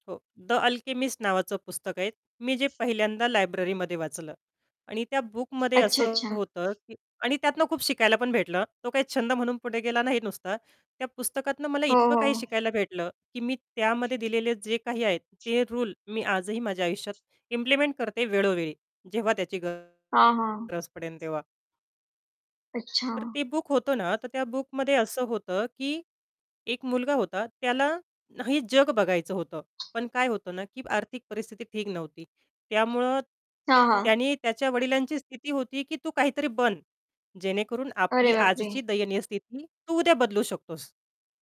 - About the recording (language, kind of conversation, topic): Marathi, podcast, एखाद्या छंदात पूर्णपणे हरवून गेल्याचा अनुभव तुम्ही सांगू शकाल का?
- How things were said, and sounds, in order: other background noise; distorted speech; tapping; in English: "इम्प्लिमेंट"